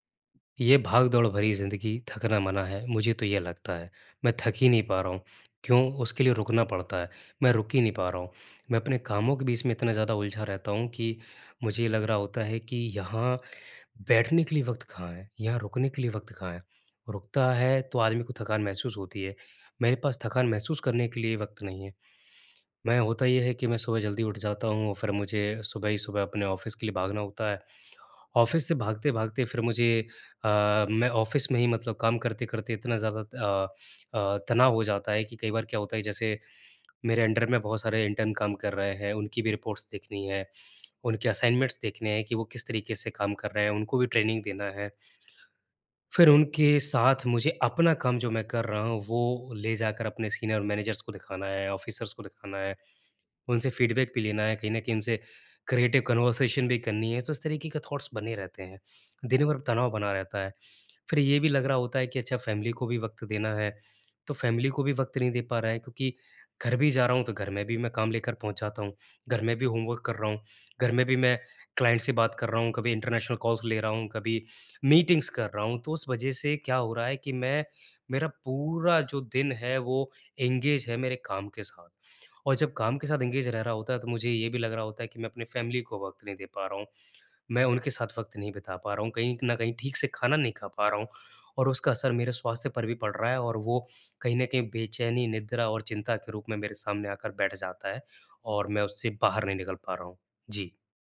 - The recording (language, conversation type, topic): Hindi, advice, मुझे आराम करने का समय नहीं मिल रहा है, मैं क्या करूँ?
- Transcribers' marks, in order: in English: "ऑफिस"; in English: "ऑफिस"; in English: "ऑफिस"; in English: "अंडर"; in English: "इंटर्न"; in English: "रिपोर्ट्स"; in English: "असाइनमेंट्स"; in English: "ट्रेनिंग"; other background noise; in English: "मैनेजर्स"; in English: "ऑफिसर्स"; in English: "फ़ीडबैक"; in English: "क्रिएटिव कन्वर्सेशन"; in English: "थॉट्स"; in English: "फैमिली"; in English: "फैमिली"; in English: "होमवर्क"; in English: "क्लाइंट"; in English: "इंटरनेशनल कॉल्स"; in English: "मीटिंग्स"; in English: "एंगेज"; in English: "एंगेज"; in English: "फैमिली"